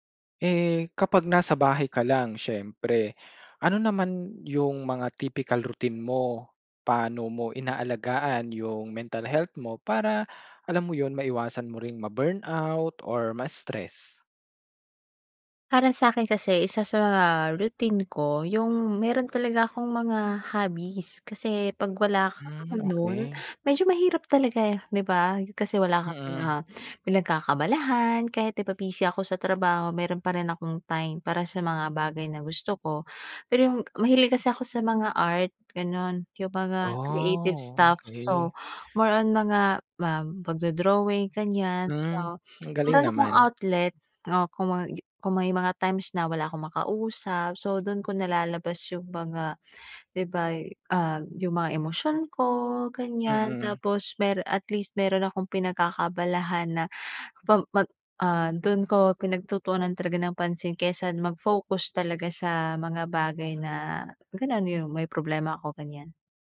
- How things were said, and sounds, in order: in English: "creative stuff so more on"
- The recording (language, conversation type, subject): Filipino, podcast, Paano mo pinapangalagaan ang iyong kalusugang pangkaisipan kapag nasa bahay ka lang?